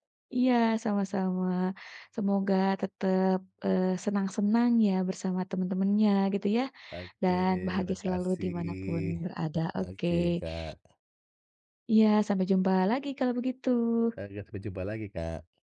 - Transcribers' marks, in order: tapping
- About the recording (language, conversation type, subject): Indonesian, podcast, Kenangan kecil apa di rumah yang paling kamu ingat?